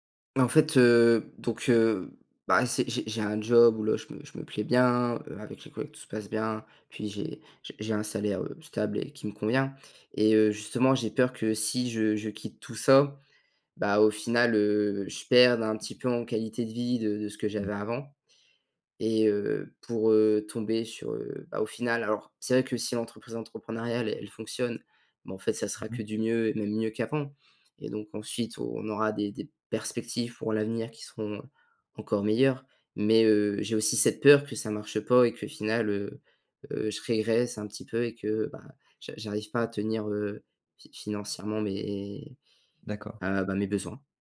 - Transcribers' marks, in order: none
- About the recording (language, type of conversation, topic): French, advice, Comment gérer la peur d’un avenir financier instable ?